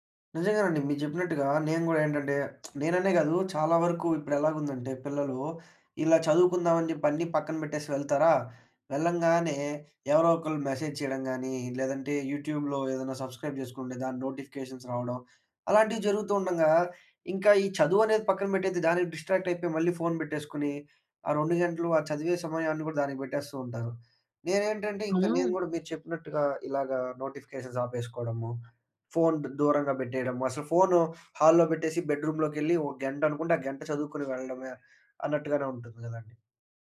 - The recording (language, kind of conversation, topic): Telugu, podcast, ఆన్‌లైన్ నోటిఫికేషన్లు మీ దినచర్యను ఎలా మార్చుతాయి?
- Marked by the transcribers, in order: lip smack; in English: "మెసేజ్"; in English: "యూట్యూబ్‌లో"; in English: "సబ్‌స్క్రైబ్"; in English: "నోటిఫికేషన్స్"; in English: "డిస్‌ట్రాక్ట్"; in English: "నోటిఫికేషన్స్"; in English: "హాల్లో"; in English: "బెడ్‌రూమ్‌లోకేళ్లి"